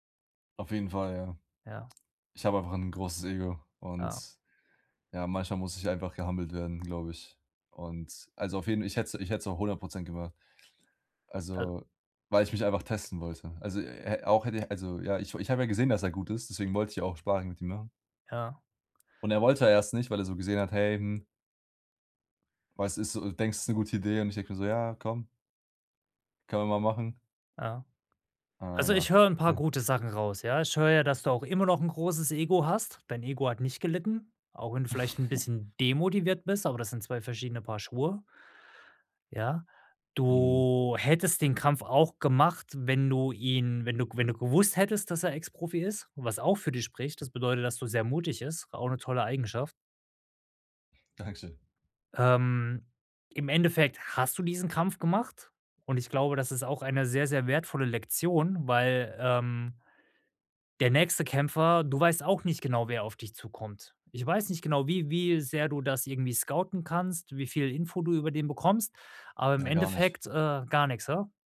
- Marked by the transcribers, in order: in English: "gehumbled"; unintelligible speech; laugh; other background noise; laughing while speaking: "Dankeschön"; in English: "scouten"
- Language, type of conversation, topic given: German, advice, Wie kann ich nach einem Rückschlag meine Motivation wiederfinden?